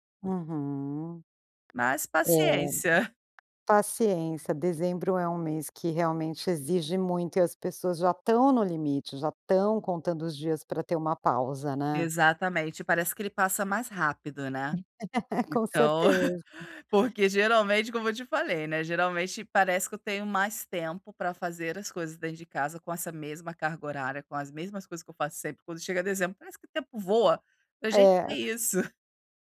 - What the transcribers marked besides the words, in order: laugh
- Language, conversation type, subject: Portuguese, advice, Como posso equilibrar o trabalho com pausas programadas sem perder o foco e a produtividade?